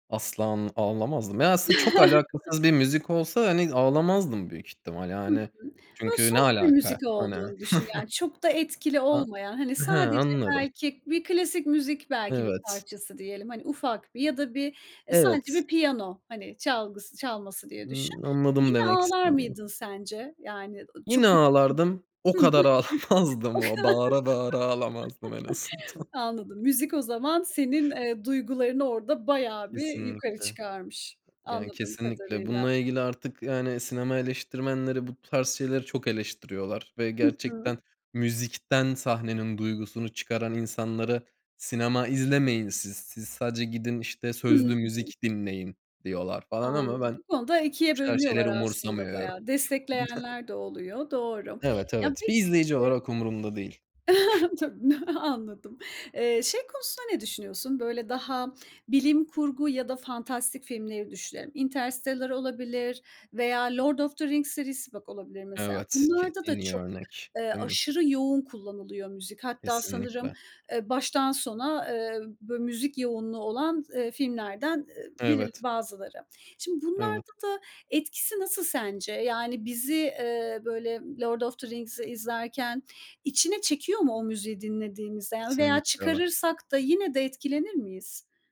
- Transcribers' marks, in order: chuckle; in English: "soft"; chuckle; laughing while speaking: "ağlamazdım o, bağıra bağıra ağlamazdım en azından"; chuckle; laughing while speaking: "O kadar"; laugh; other background noise; chuckle; chuckle; laughing while speaking: "Tabii, n anladım"; sniff
- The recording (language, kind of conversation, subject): Turkish, podcast, Film müzikleri bir filmi nasıl değiştirir, örnek verebilir misin?